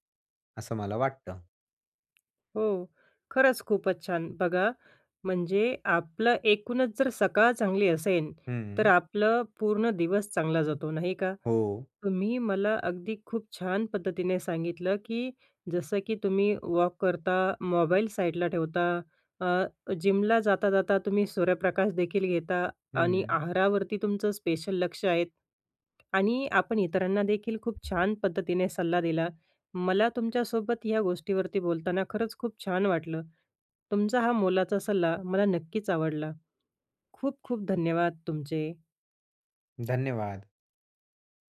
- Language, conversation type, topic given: Marathi, podcast, सकाळी ऊर्जा वाढवण्यासाठी तुमची दिनचर्या काय आहे?
- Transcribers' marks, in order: tapping; in English: "जिमला"; other noise